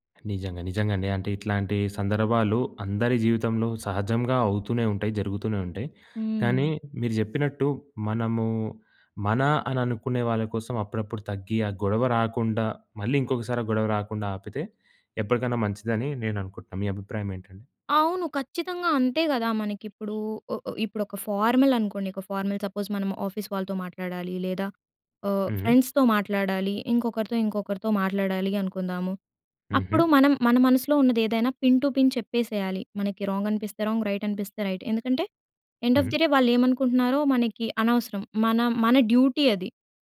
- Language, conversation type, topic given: Telugu, podcast, ఆన్‌లైన్ సందేశాల్లో గౌరవంగా, స్పష్టంగా మరియు ధైర్యంగా ఎలా మాట్లాడాలి?
- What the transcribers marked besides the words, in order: bird; in English: "ఫార్మల్"; in English: "ఫార్మల్ సపోజ్"; in English: "ఆఫీస్"; in English: "ఫ్రెండ్స్‌తో"; in English: "పిన్ టు పిన్"; in English: "రాంగ్"; in English: "రాంగ్ రైట్"; in English: "రైట్"; in English: "ఎండ్ ఆఫ్ ది డే"; in English: "డ్యూటీ"